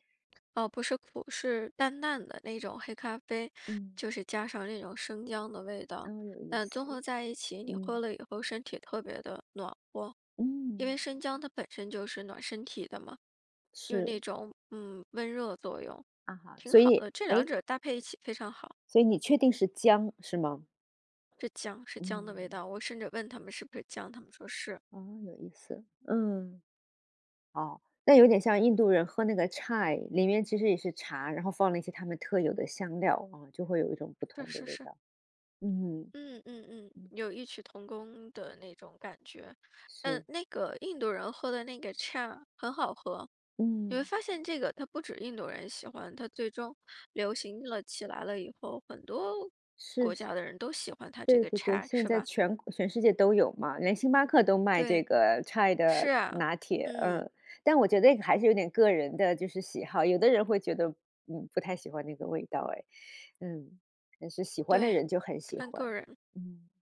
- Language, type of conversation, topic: Chinese, podcast, 你最难忘的一次文化冲击是什么？
- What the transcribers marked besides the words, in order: other background noise; in English: "chai"; in English: "chai"; in English: "chai"; in English: "chai"